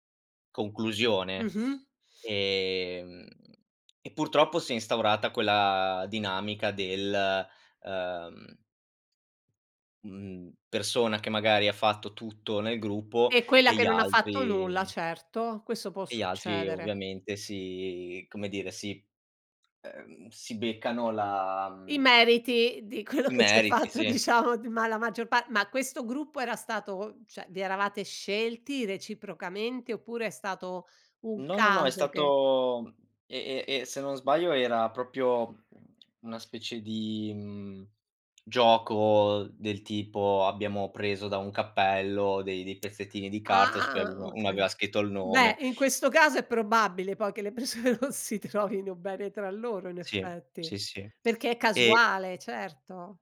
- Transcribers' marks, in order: other background noise; laughing while speaking: "quello che si è fatto diciamo"; tsk; laughing while speaking: "persone non si trovino"
- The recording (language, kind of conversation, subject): Italian, podcast, Preferisci creare in solitudine o nel caos di un gruppo?